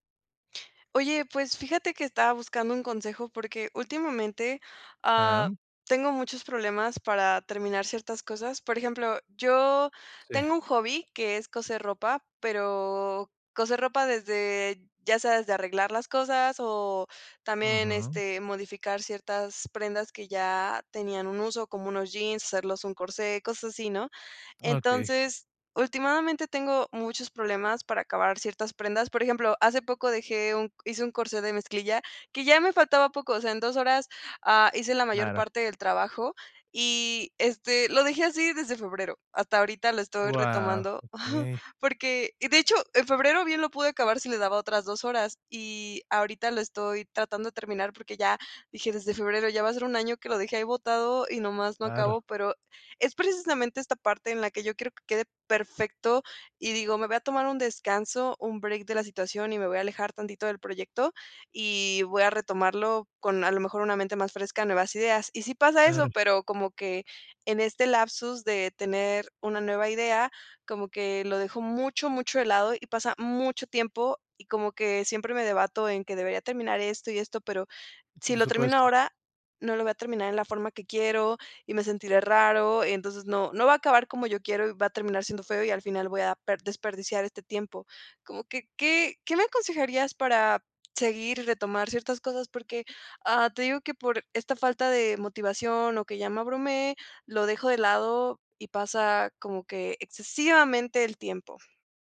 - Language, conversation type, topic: Spanish, advice, ¿Cómo te impide el perfeccionismo terminar tus obras o compartir tu trabajo?
- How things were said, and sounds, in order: tapping; giggle; other background noise